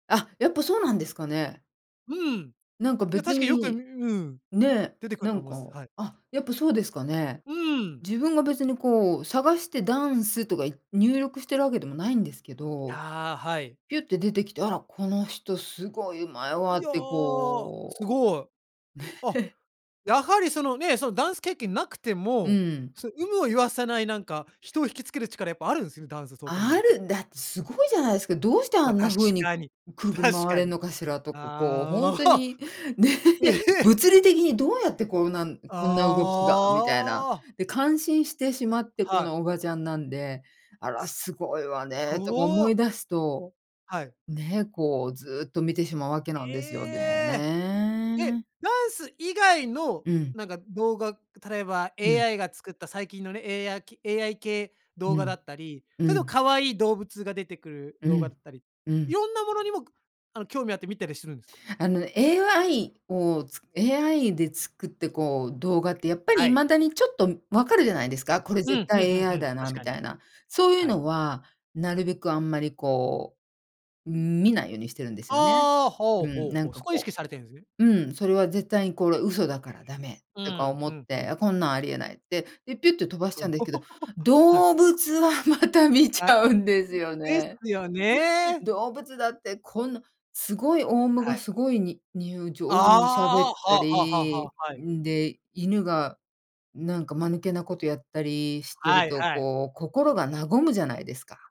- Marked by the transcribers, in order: chuckle; surprised: "ああ。ええ"; laughing while speaking: "ね"; chuckle; laughing while speaking: "動物はまた見ちゃうんですよね"; chuckle
- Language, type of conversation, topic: Japanese, podcast, スマホと上手に付き合うために、普段どんな工夫をしていますか？